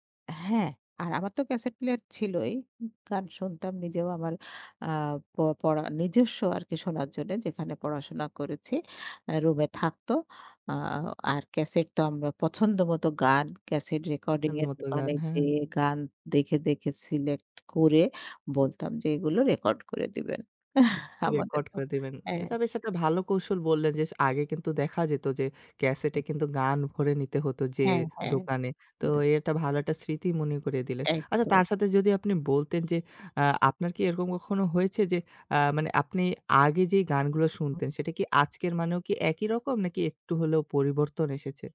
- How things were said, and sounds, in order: other background noise; chuckle; unintelligible speech; unintelligible speech; other noise
- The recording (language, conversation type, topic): Bengali, podcast, কোন গানটি তুমি কোনো নির্দিষ্ট উৎসব বা আড্ডার সঙ্গে সবচেয়ে বেশি জড়িয়ে মনে করো?